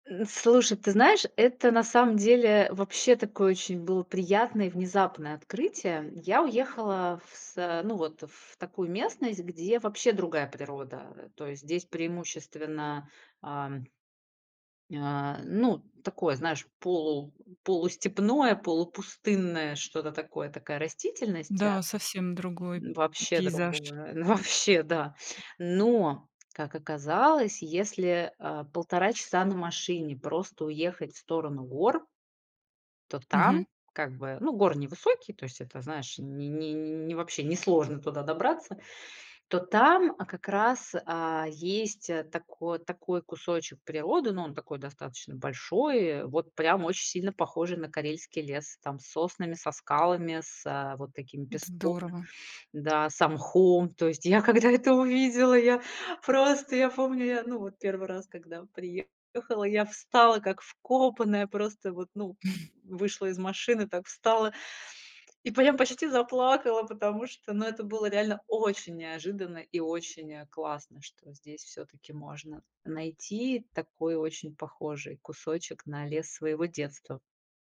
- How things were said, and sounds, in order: chuckle; other background noise; anticipating: "То есть я, когда это увидела, я просто я помню"; chuckle
- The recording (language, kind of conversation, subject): Russian, podcast, Чему тебя учит молчание в горах или в лесу?